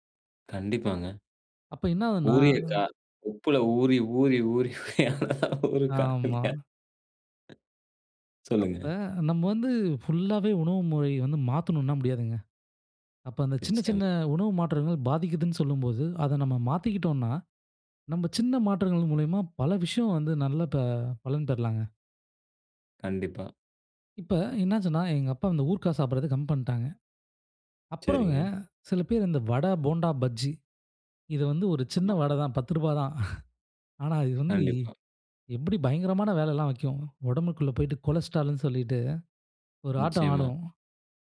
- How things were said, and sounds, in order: laughing while speaking: "அதான் ஊறுக்கா"; other background noise; chuckle; in English: "கொலஸ்டரால்ன்னு"
- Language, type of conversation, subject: Tamil, podcast, உணவில் சிறிய மாற்றங்கள் எப்படி வாழ்க்கையை பாதிக்க முடியும்?